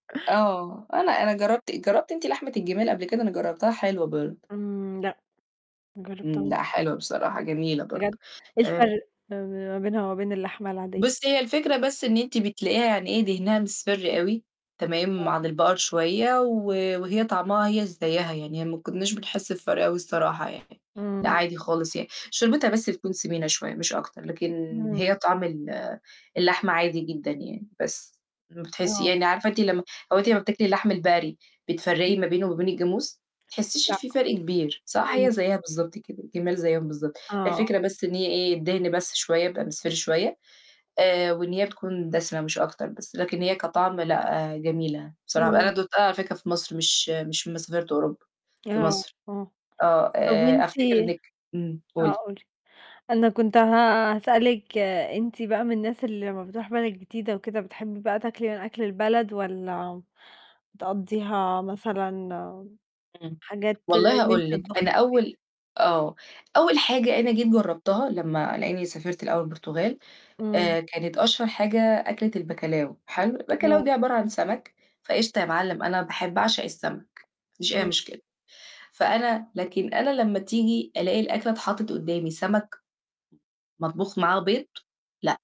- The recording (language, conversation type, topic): Arabic, unstructured, إيه أحلى مغامرة عشتها في حياتك؟
- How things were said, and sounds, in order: static; distorted speech; in Portuguese: "الBacalhau"; in Portuguese: "الBacalhau"